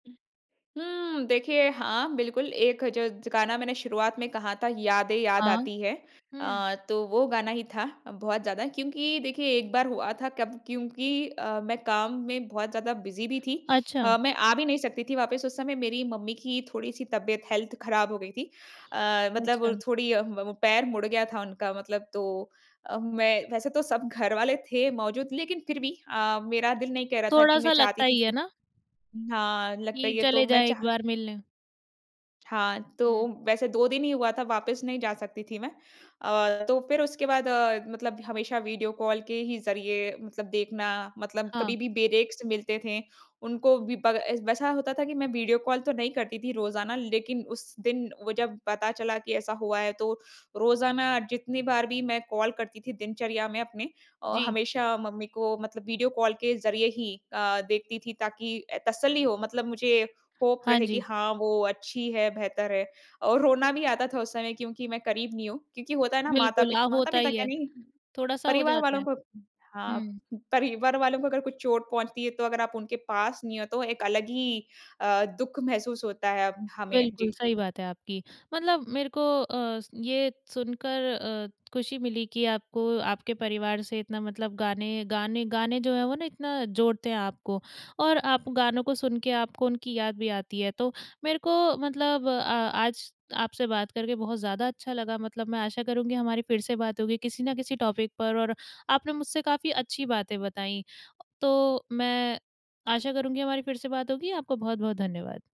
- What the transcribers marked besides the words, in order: in English: "बिज़ी"; in English: "हेल्थ"; in English: "बेरेक्स"; in English: "होप"; in English: "टॉपिक"
- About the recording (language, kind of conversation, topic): Hindi, podcast, कौन सा गीत या आवाज़ सुनते ही तुम्हें घर याद आ जाता है?